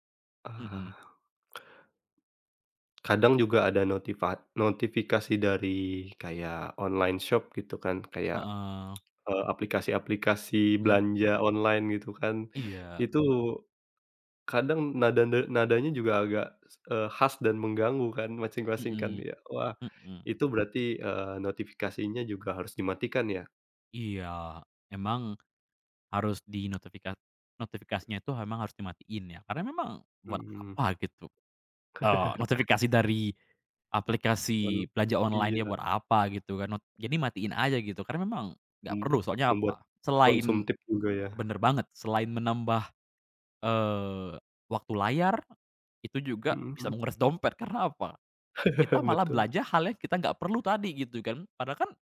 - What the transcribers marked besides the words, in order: in English: "online shop"; tapping; other background noise; chuckle; chuckle
- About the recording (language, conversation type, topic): Indonesian, podcast, Bagaimana kamu mengatur waktu di depan layar supaya tidak kecanduan?